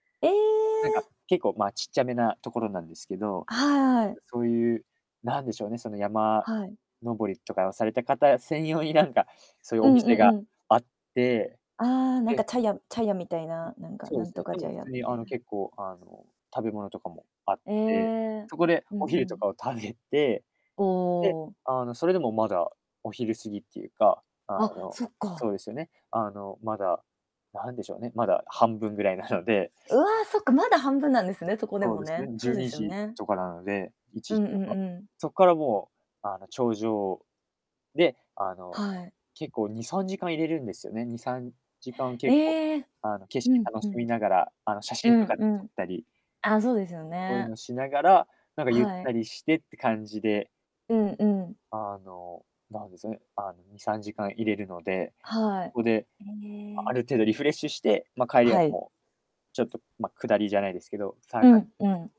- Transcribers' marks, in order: distorted speech
- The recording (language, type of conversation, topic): Japanese, podcast, 休日の過ごし方でいちばん好きなのは何ですか？